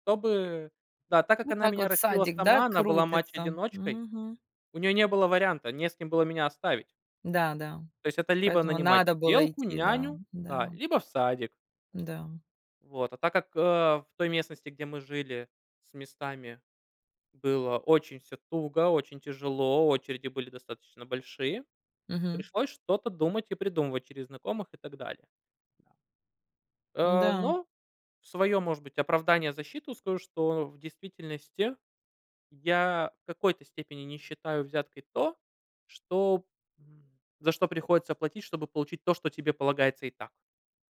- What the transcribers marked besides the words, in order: tapping; stressed: "надо"
- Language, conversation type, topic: Russian, unstructured, Как вы думаете, почему коррупция так часто обсуждается в СМИ?